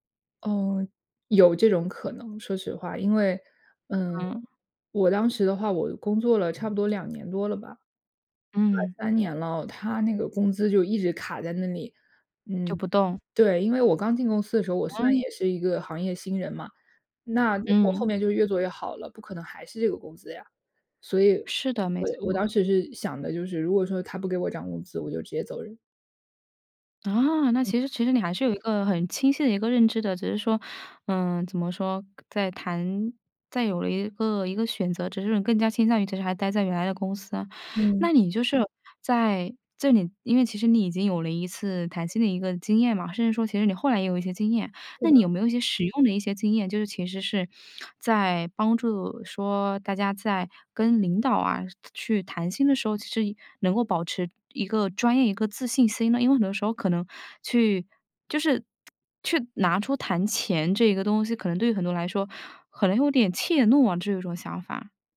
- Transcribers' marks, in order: tapping; other background noise; inhale
- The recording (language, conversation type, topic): Chinese, podcast, 你是怎么争取加薪或更好的薪酬待遇的？